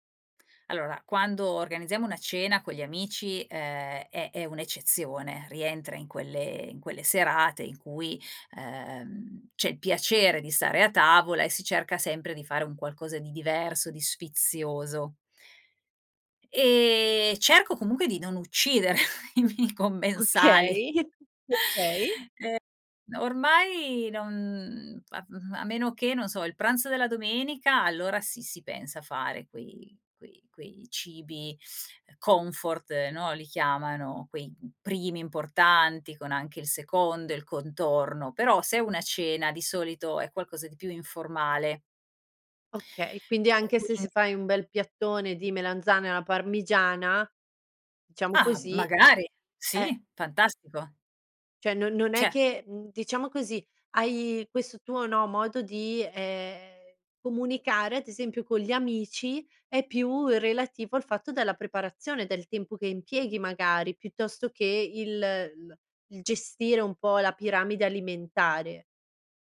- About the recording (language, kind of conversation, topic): Italian, podcast, Cosa significa per te nutrire gli altri a tavola?
- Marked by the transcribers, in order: other background noise; laughing while speaking: "uccidere i miei commensali"; laughing while speaking: "Okay"; chuckle; "cioè" said as "ceh"; "cioé" said as "ceh"